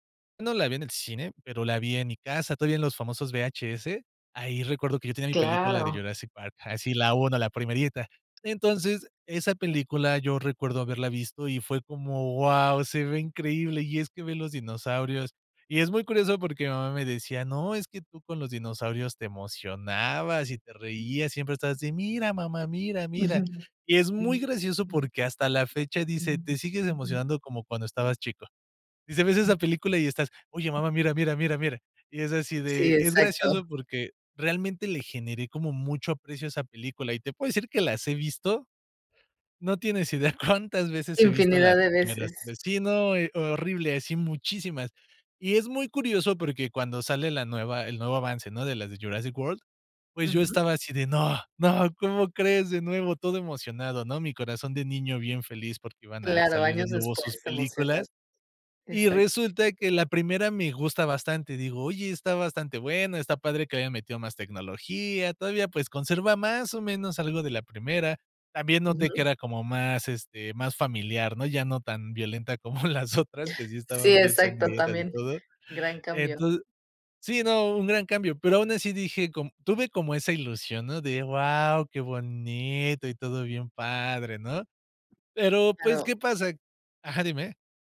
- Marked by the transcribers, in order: other background noise; tapping; background speech; laughing while speaking: "cuántas"; laughing while speaking: "las otras"
- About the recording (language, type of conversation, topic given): Spanish, podcast, ¿Qué es lo que más te apasiona del cine y las películas?